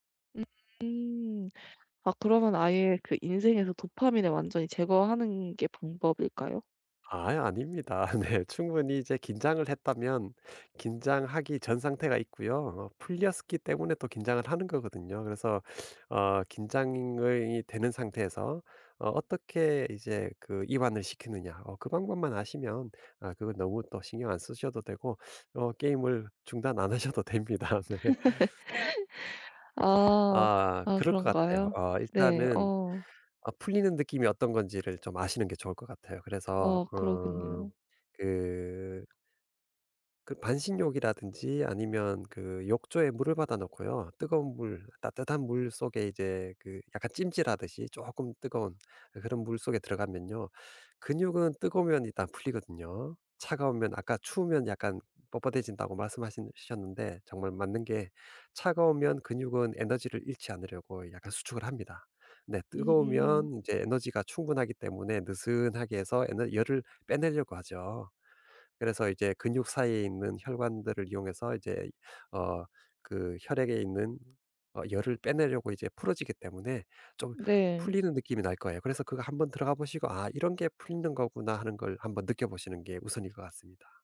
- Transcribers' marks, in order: tapping; other background noise; laughing while speaking: "네"; laughing while speaking: "안 하셔도 됩니다"; laugh
- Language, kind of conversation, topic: Korean, advice, 목과 어깨가 신체적 긴장으로 뻣뻣하게 느껴질 때 어떻게 풀면 좋을까요?